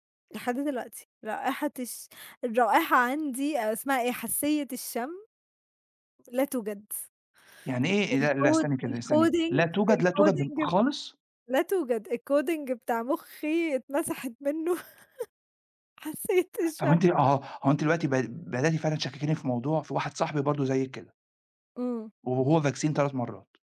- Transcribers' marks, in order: in English: "الcoding الcoding"; in English: "الcoding"; laugh; laughing while speaking: "حاسّية الشم"; in English: "vaccine"
- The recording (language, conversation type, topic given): Arabic, unstructured, إيه هي الأهداف اللي عايز تحققها في السنين الجاية؟